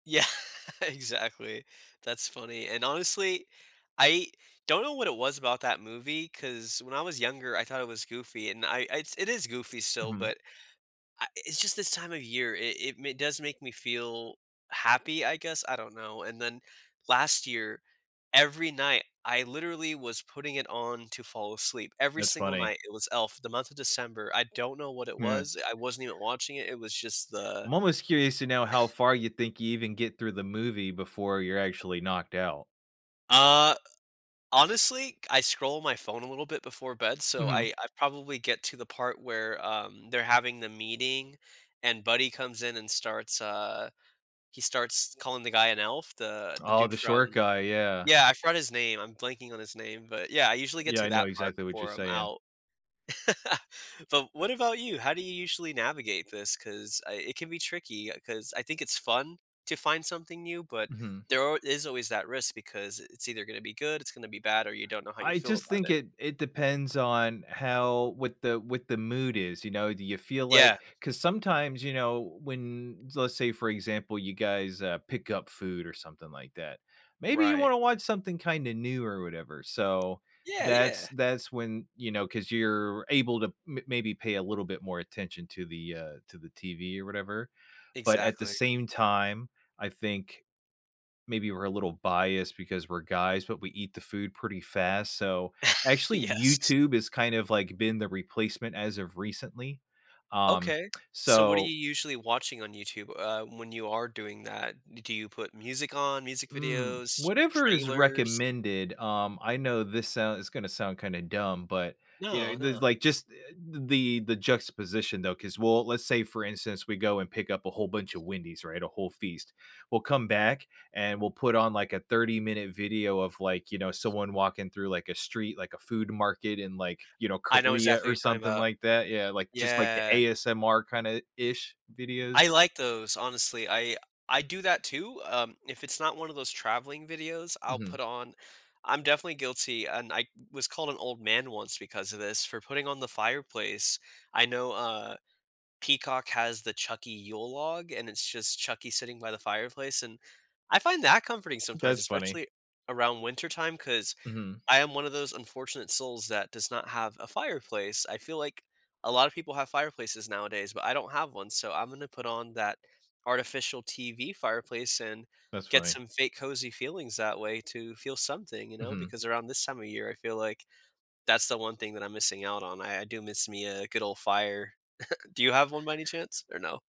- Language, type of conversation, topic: English, unstructured, How do I balance watching a comfort favorite and trying something new?
- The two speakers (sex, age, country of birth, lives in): male, 35-39, United States, United States; male, 35-39, United States, United States
- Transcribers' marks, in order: chuckle; chuckle; chuckle; tapping; chuckle; chuckle